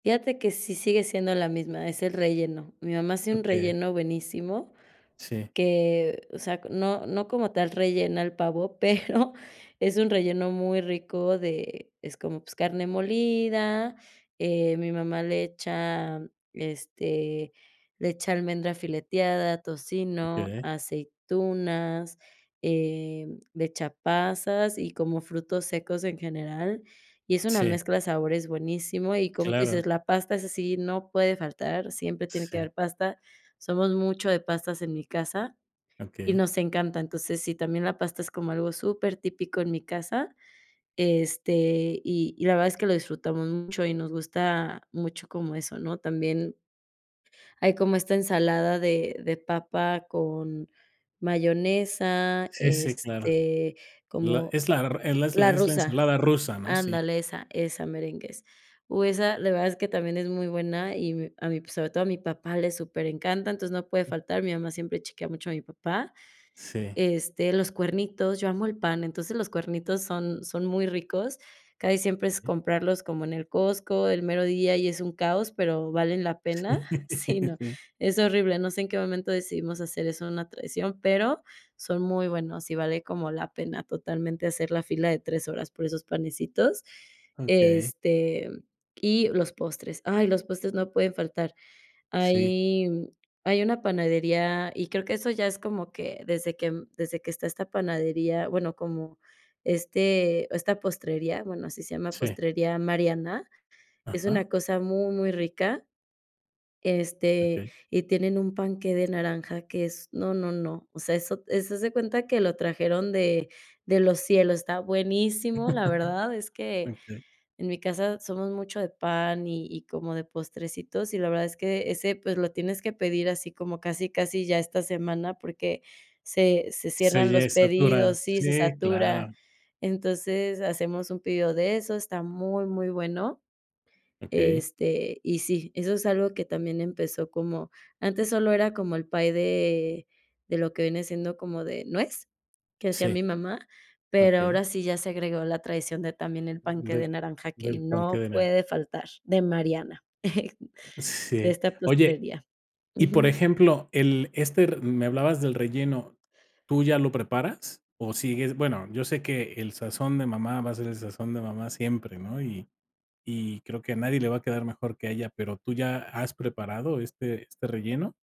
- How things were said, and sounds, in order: chuckle; other background noise; laugh; chuckle; laugh; chuckle
- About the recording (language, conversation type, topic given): Spanish, podcast, ¿Qué tradiciones familiares recuerdas con más cariño?